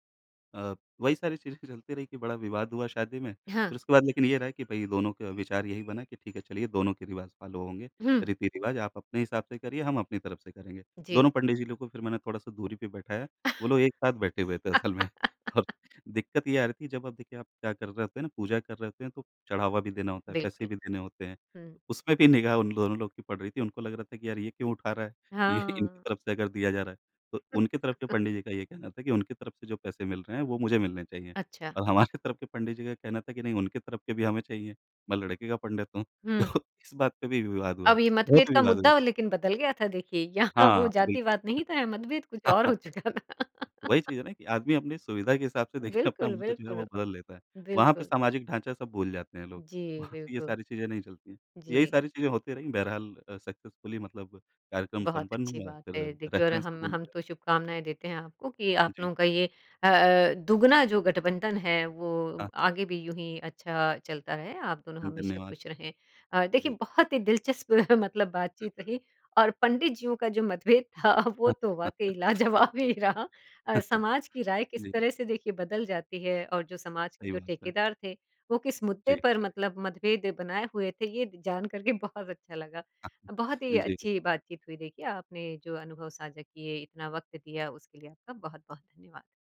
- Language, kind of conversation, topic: Hindi, podcast, समाज की राय बनाम आपकी अपनी इच्छाएँ: आप क्या चुनते हैं?
- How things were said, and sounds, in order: other background noise; in English: "फ़ॉलो"; laugh; laughing while speaking: "में, और"; laughing while speaking: "ये"; laugh; laughing while speaking: "हमारे"; laughing while speaking: "तो"; laughing while speaking: "यहाँ"; other noise; chuckle; laughing while speaking: "और हो चुका था"; laugh; laughing while speaking: "देखिए"; laughing while speaking: "वहाँ"; in English: "सक्सेसफुली"; in English: "रेफ़रेंस"; unintelligible speech; chuckle; laughing while speaking: "था"; laughing while speaking: "लाजवाब ही रहा"; chuckle; tapping; chuckle; chuckle